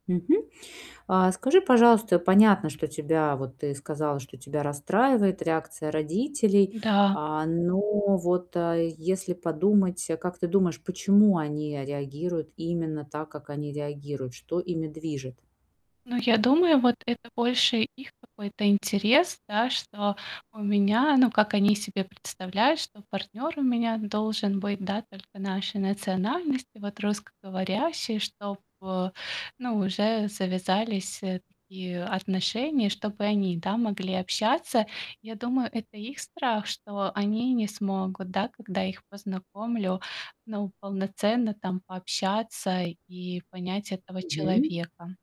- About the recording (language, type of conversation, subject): Russian, advice, Как объяснить родителям, почему я выбрал(а) партнёра из другой культуры?
- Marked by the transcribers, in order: distorted speech